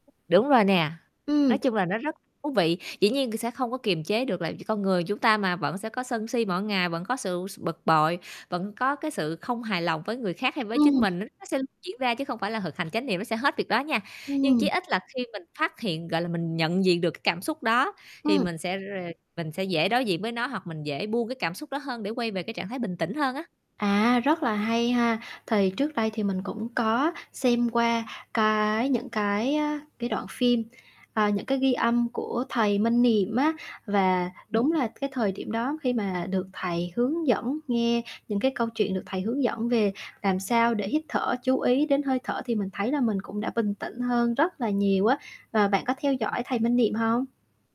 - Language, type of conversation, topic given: Vietnamese, podcast, Bạn thực hành chính niệm như thế nào để quản lý lo âu?
- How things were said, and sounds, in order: tapping; distorted speech; static; other background noise